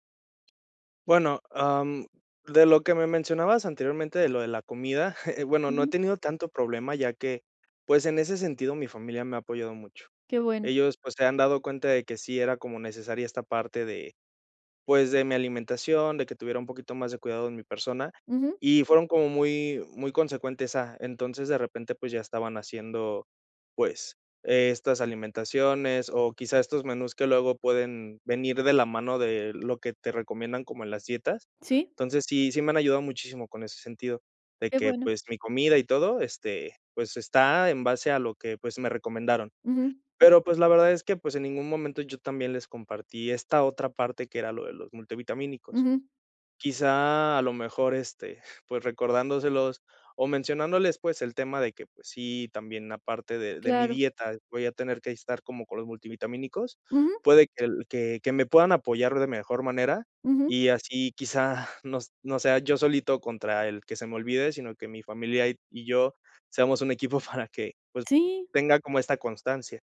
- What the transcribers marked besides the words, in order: tapping; chuckle; chuckle; laughing while speaking: "quizá"; laughing while speaking: "para"
- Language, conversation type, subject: Spanish, advice, ¿Cómo puedo evitar olvidar tomar mis medicamentos o suplementos con regularidad?